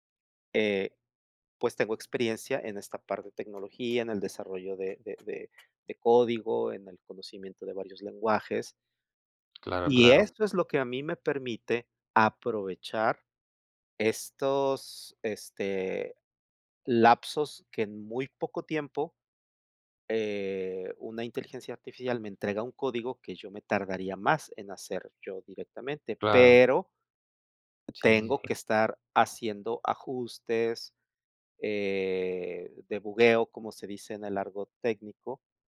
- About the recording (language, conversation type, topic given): Spanish, unstructured, ¿Cómo crees que la tecnología ha cambiado la educación?
- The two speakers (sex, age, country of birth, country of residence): male, 20-24, Mexico, Mexico; male, 55-59, Mexico, Mexico
- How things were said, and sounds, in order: tapping; other background noise